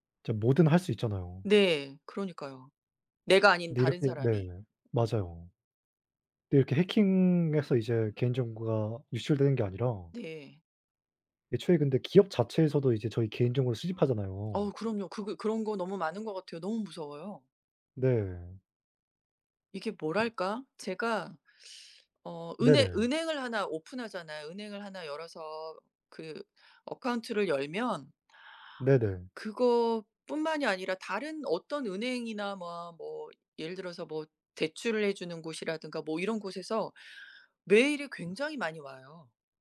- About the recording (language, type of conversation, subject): Korean, unstructured, 기술 발전으로 개인정보가 위험해질까요?
- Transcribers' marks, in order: tapping; other background noise; in English: "어카운트를"